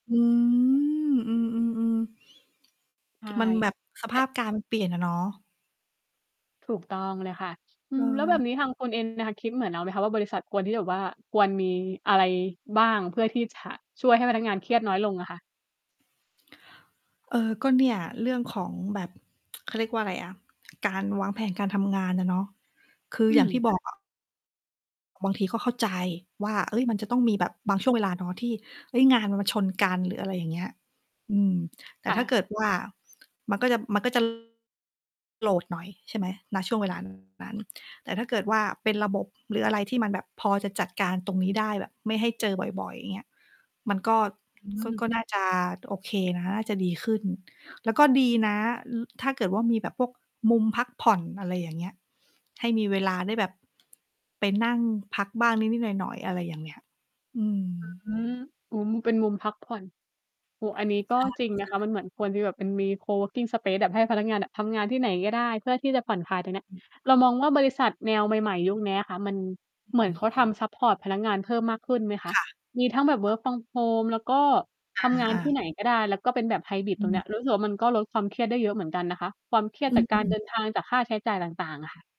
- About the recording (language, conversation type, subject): Thai, unstructured, คุณจัดการกับความเครียดจากงานอย่างไร?
- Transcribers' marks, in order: static; other background noise; distorted speech; tsk; tapping; in English: "coworking space"; in English: "work from home"